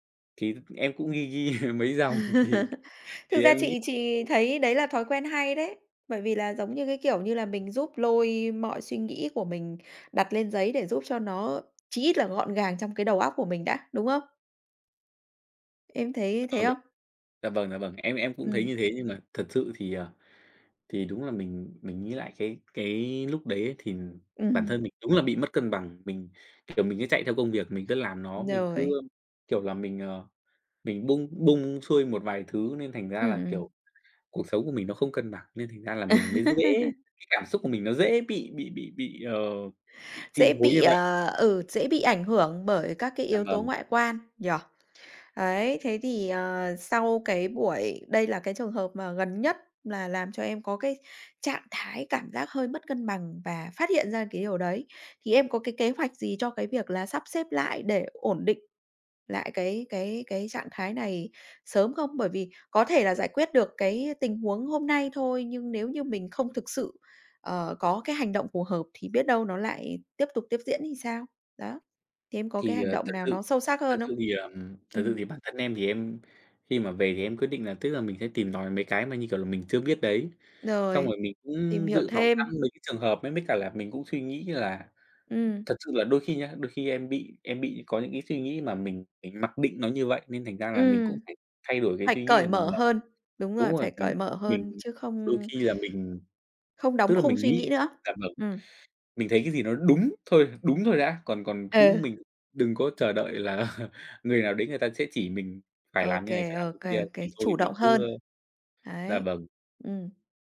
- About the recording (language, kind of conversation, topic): Vietnamese, podcast, Bạn cân bằng việc học và cuộc sống hằng ngày như thế nào?
- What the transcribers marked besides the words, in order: chuckle; laugh; laughing while speaking: "mấy dòng, thì"; tapping; other background noise; unintelligible speech; laugh; chuckle